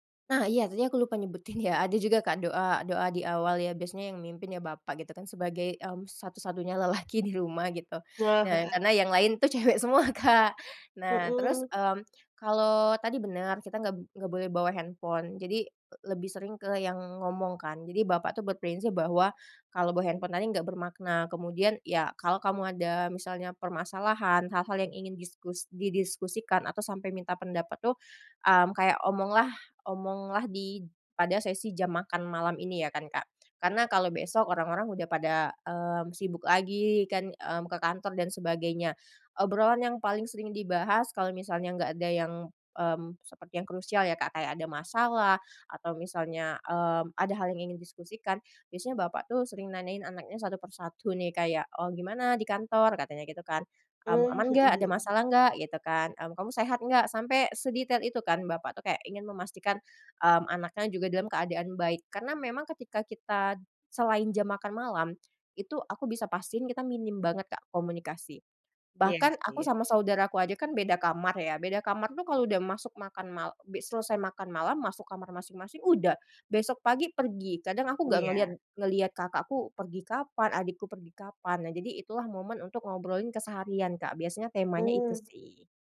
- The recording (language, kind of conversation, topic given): Indonesian, podcast, Bagaimana kebiasaan makan malam bersama keluarga kalian?
- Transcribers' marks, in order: other background noise; laughing while speaking: "nyebutin ya"; laughing while speaking: "lelaki"; laughing while speaking: "cewek semua, Kak"; tapping